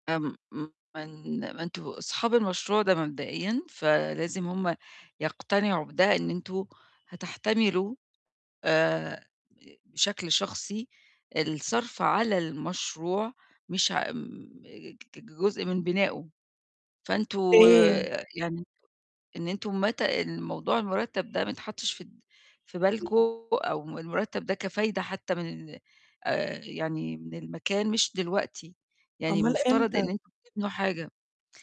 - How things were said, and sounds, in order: mechanical hum; unintelligible speech; distorted speech; other background noise
- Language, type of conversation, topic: Arabic, advice, إزاي أطلب موارد أو ميزانية لمشروع مهم؟